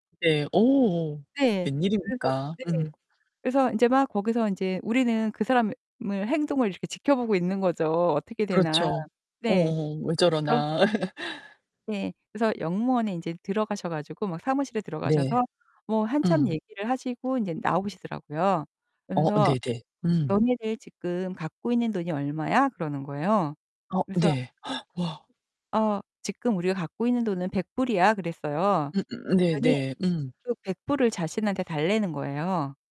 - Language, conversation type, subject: Korean, podcast, 여행 중에 누군가에게 도움을 받거나 도움을 준 적이 있으신가요?
- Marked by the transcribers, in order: distorted speech; unintelligible speech; laugh; other background noise; gasp